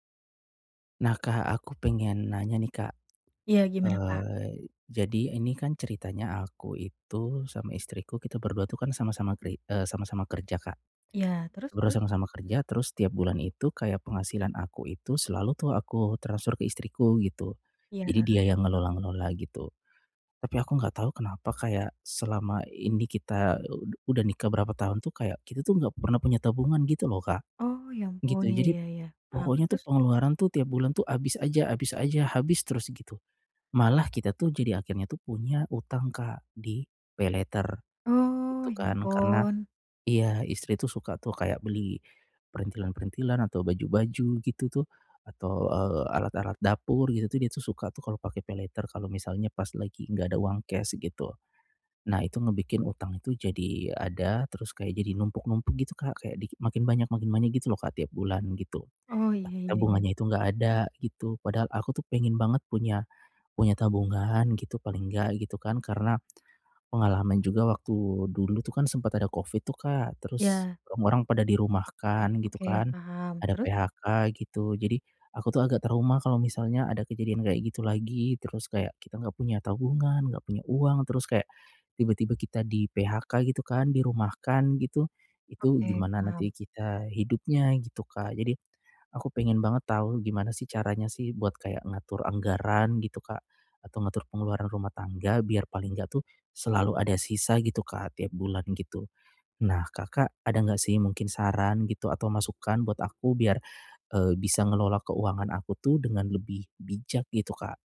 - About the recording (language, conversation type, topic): Indonesian, advice, Bagaimana cara membuat anggaran yang membantu mengurangi utang?
- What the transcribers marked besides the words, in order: in English: "paylater"; in English: "paylater"